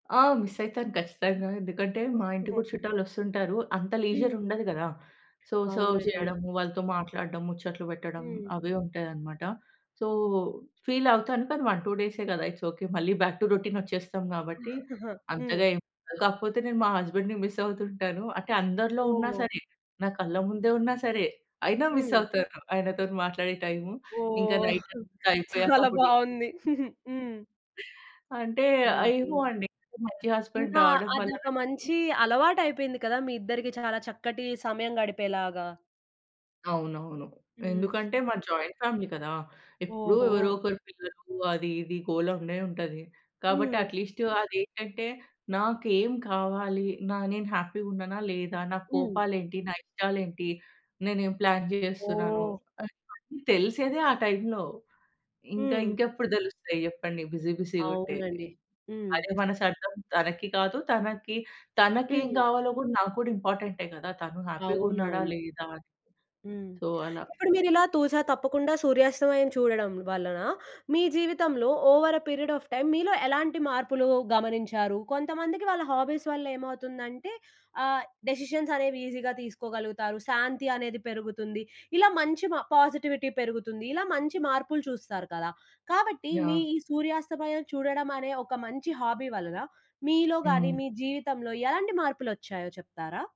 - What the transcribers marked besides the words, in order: in English: "మిస్"; giggle; in English: "లీజర్"; in English: "సో సర్వ్"; other background noise; in English: "సో ఫీల్"; in English: "వన్ టు"; in English: "ఇట్స్ ఓకే"; in English: "బ్యాక్ టు రొటీన్"; giggle; in English: "హస్బెండ్‌ని మిస్"; in English: "మిస్"; laughing while speaking: "చాలా బాగుంది"; in English: "హస్బెండ్"; in English: "జాయింట్ ఫ్యామిలీ"; in English: "అట్‌లిస్ట్"; in English: "హ్యాపీ‌గా"; in English: "ప్లాన్"; in English: "బిజీ"; tapping; in English: "హ్యాపీ‌గా"; in English: "సో"; in English: "ఓవర్ ఎ పీరియడ్ ఆఎఫ్ టైమ్"; in English: "హాబీస్"; in English: "డెసిషన్స్"; in English: "ఈజీగా"; in English: "పాజిటివిటీ"; in English: "హాబీ"
- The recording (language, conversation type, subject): Telugu, podcast, సూర్యాస్తమయం చూస్తున్నప్పుడు మీకు ఏ భావన కలుగుతుంది?